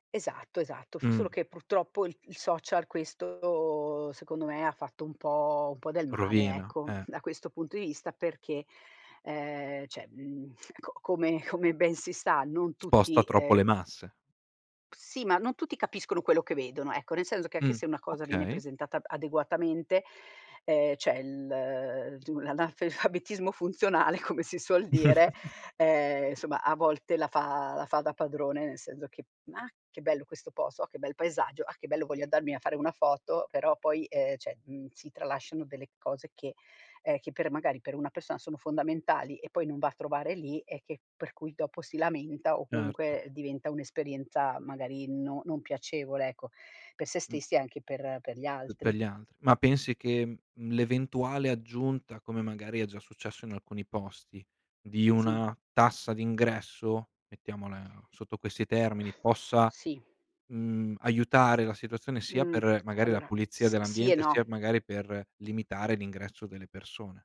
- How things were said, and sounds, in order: "vista" said as "ista"; "cioè" said as "ceh"; other background noise; chuckle; "senso" said as "senzo"; "cioè" said as "ceh"; laughing while speaking: "analfeabetismo funzionale, come"; "l'analfabetismo" said as "analfeabetismo"; chuckle; "senso" said as "senzo"; "andarmi" said as "andalmi"; "cioè" said as "ceh"; "persona" said as "pesona"; exhale
- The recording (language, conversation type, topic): Italian, podcast, Raccontami del tuo hobby preferito: come ci sei arrivato?